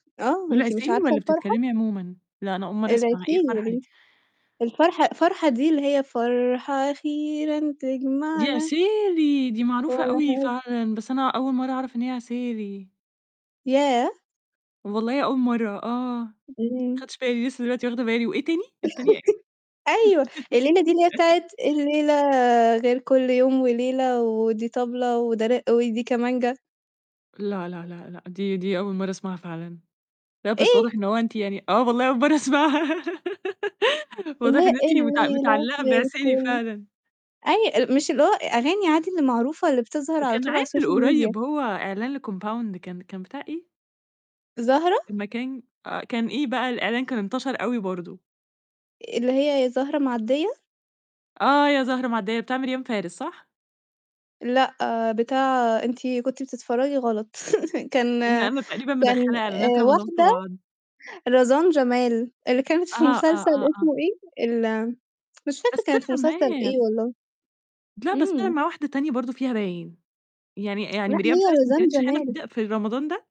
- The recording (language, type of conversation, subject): Arabic, podcast, إيه الأغنية اللي بتحس إنها شريط حياتك؟
- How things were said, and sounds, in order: singing: "فرحة أخيرًا تجمعنا"; tapping; unintelligible speech; laugh; laugh; laugh; singing: "الليلة غير كل"; in English: "السوشيال ميديا"; in English: "لكومباوند"; laugh; laughing while speaking: "مسلسل"; tsk